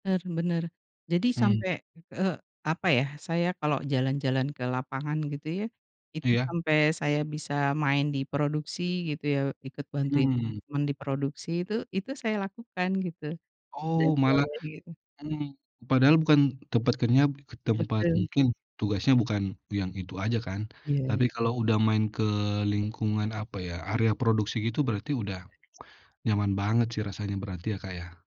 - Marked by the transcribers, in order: unintelligible speech; other background noise
- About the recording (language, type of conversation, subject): Indonesian, unstructured, Apa hal paling menyenangkan yang pernah terjadi di tempat kerja?